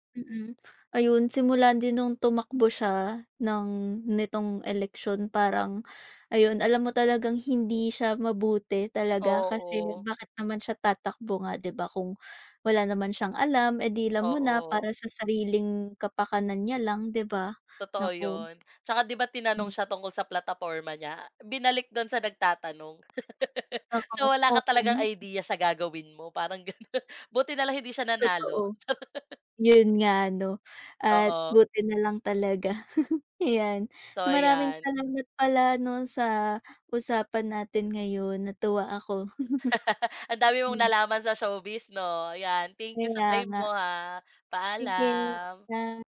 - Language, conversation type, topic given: Filipino, unstructured, Paano mo hinaharap at tinatanggap ang mga kontrobersiya sa mundo ng aliwan?
- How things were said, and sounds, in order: laugh; laughing while speaking: "ganun"; laugh; laugh; laugh